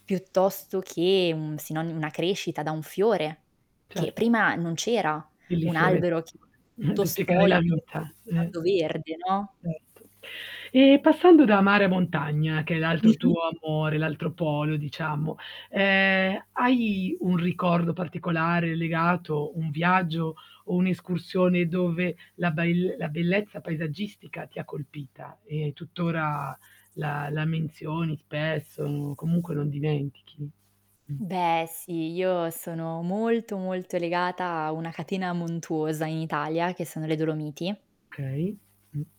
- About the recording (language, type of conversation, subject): Italian, podcast, Qual è un momento di bellezza naturale che non dimenticherai mai?
- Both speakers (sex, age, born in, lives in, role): female, 25-29, Italy, France, guest; female, 40-44, Italy, Spain, host
- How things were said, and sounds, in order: static; tapping; mechanical hum; distorted speech; chuckle